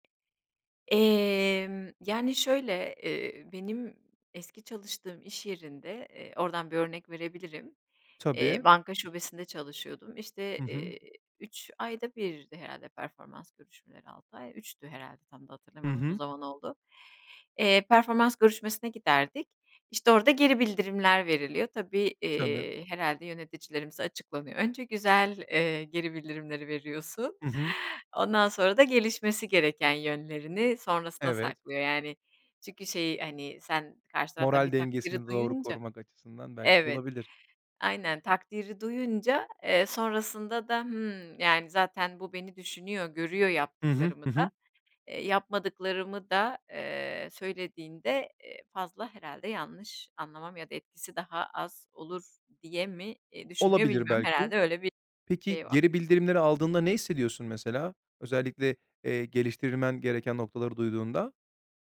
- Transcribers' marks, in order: other background noise; tapping
- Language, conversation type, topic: Turkish, podcast, Yapıcı geri bildirimi nasıl verirsin?